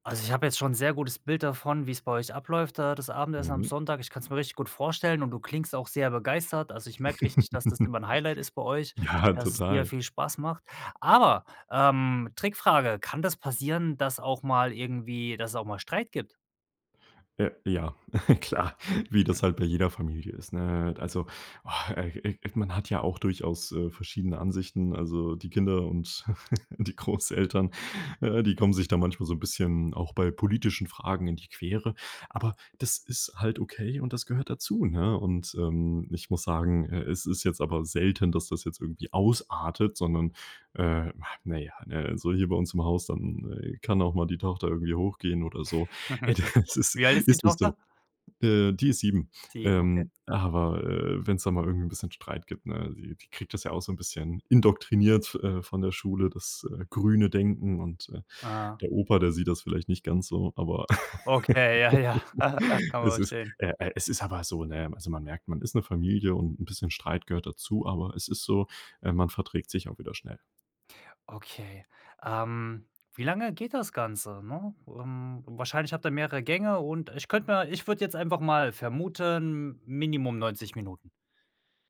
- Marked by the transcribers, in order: chuckle; laughing while speaking: "Ja"; stressed: "Aber"; chuckle; snort; chuckle; laughing while speaking: "Ey, das ist"; chuckle; laugh; chuckle
- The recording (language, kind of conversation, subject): German, podcast, Was verbindest du mit dem Sonntagsessen?